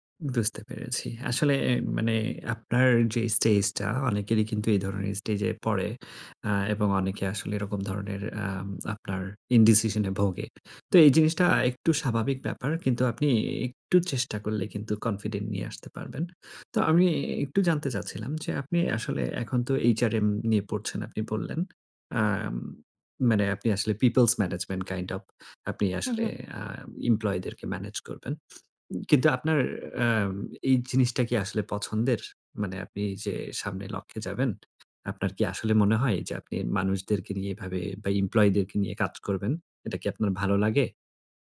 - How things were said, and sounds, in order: in English: "ইনডিসিশন"; in English: "কনফিডেন্ট"; in English: "পিওপলস ম্যানেজমেন্ট কাইন্ড ওএফ"; in English: "এমপ্লয়ি"; other background noise; in English: "এমপ্লয়ি"
- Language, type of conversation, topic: Bengali, advice, আমি কীভাবে সঠিকভাবে লক্ষ্য নির্ধারণ করতে পারি?